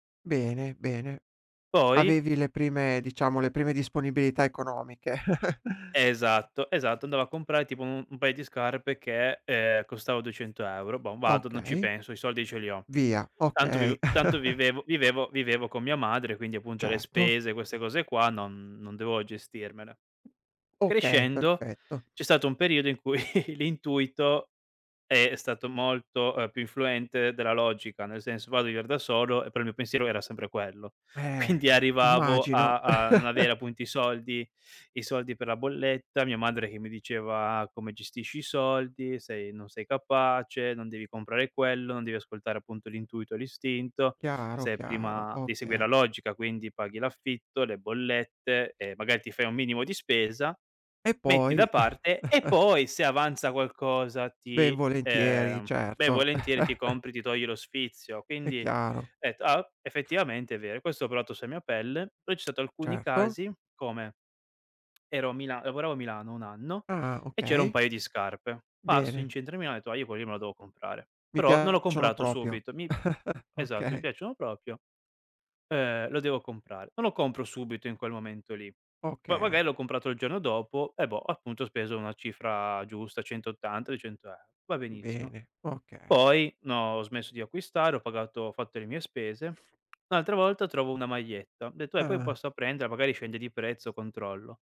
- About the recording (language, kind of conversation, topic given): Italian, podcast, Come reagisci quando l’intuito va in contrasto con la logica?
- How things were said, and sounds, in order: chuckle; tapping; chuckle; other background noise; chuckle; laughing while speaking: "Quindi"; chuckle; chuckle; chuckle; "provato" said as "proato"; tsk; "proprio" said as "propio"; "proprio" said as "propio"; chuckle